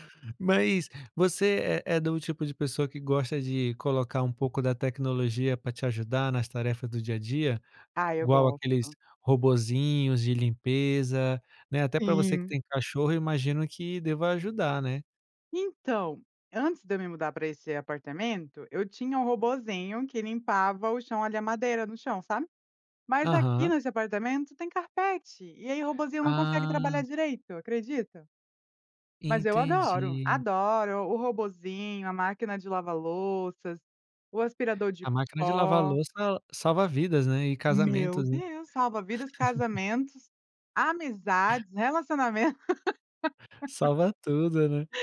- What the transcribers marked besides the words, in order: laugh; laughing while speaking: "relacionamentos"
- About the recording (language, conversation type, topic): Portuguese, podcast, Como equilibrar lazer e responsabilidades do dia a dia?